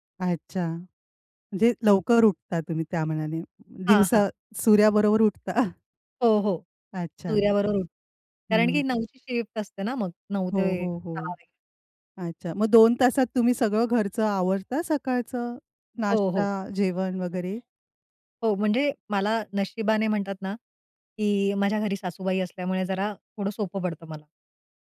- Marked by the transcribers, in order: chuckle; other noise; tapping
- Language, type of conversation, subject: Marathi, podcast, सकाळी तुमची दिनचर्या कशी असते?